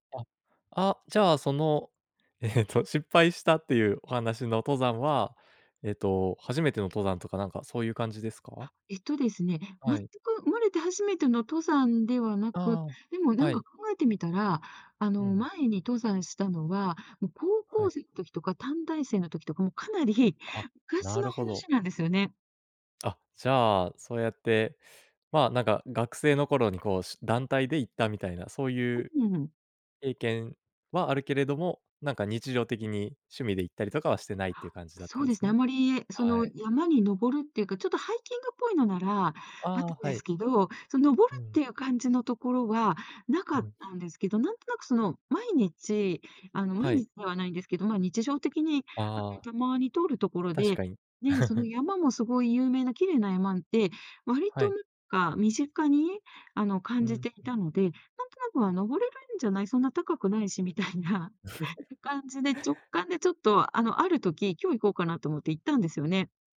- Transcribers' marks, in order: laugh; laughing while speaking: "みたいな"; laugh
- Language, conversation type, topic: Japanese, podcast, 直感で判断して失敗した経験はありますか？